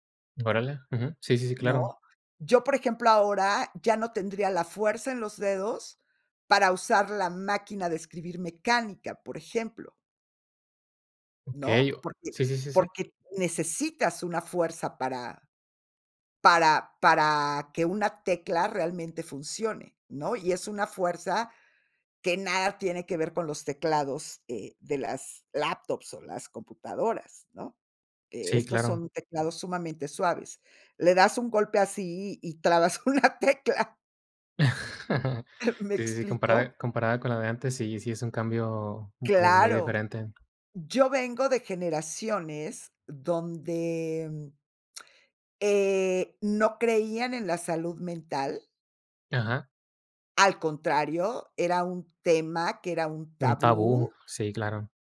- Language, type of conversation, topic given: Spanish, podcast, ¿Qué papel cumple el error en el desaprendizaje?
- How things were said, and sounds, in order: laughing while speaking: "una tecla"; chuckle; giggle; lip smack